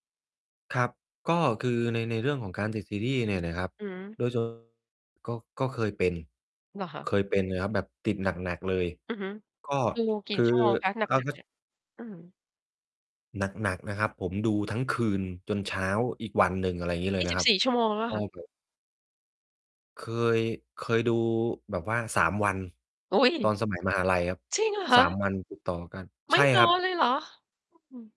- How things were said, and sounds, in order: mechanical hum; unintelligible speech; tapping; distorted speech; other background noise; surprised: "จริงเหรอคะ ?"
- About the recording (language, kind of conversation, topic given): Thai, podcast, คุณจัดการเวลาอยู่บนโลกออนไลน์ของตัวเองจริงๆ ยังไงบ้าง?